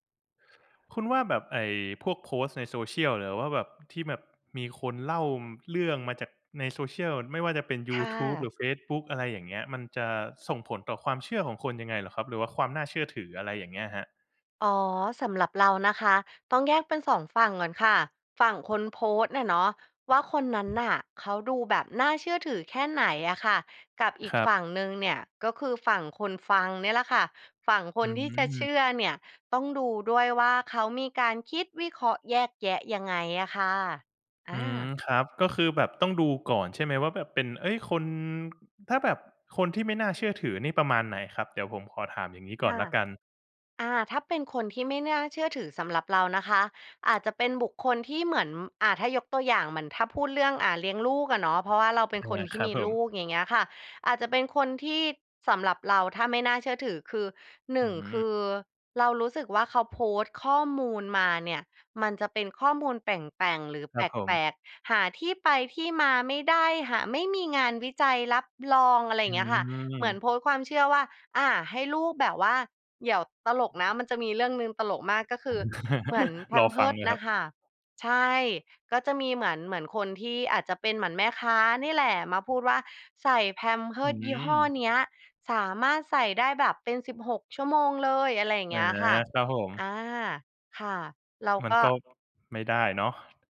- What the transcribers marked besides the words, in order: tapping; chuckle
- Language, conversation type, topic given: Thai, podcast, เรื่องเล่าบนโซเชียลมีเดียส่งผลต่อความเชื่อของผู้คนอย่างไร?